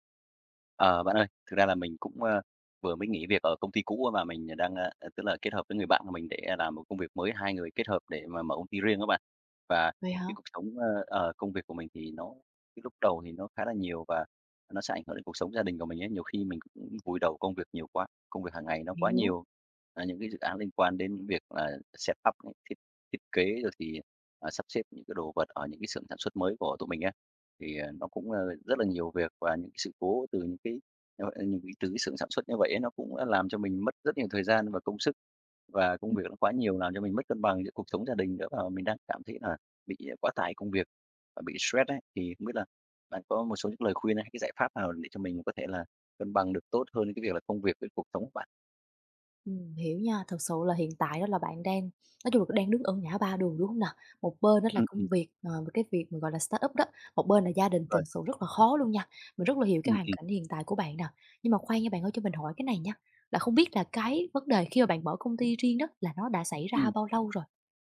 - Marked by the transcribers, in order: tapping; in English: "set up"; in English: "startup"; other background noise
- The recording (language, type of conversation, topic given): Vietnamese, advice, Làm sao để cân bằng giữa công việc ở startup và cuộc sống gia đình?